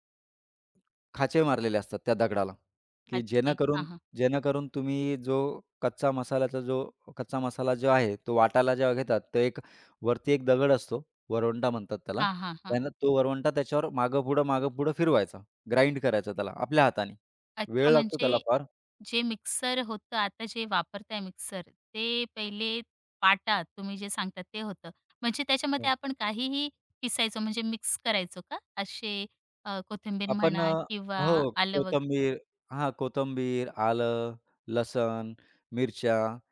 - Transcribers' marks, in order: other background noise; tapping; in English: "ग्राइंड"
- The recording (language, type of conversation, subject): Marathi, podcast, कठीण दिवसानंतर तुम्हाला कोणता पदार्थ सर्वाधिक दिलासा देतो?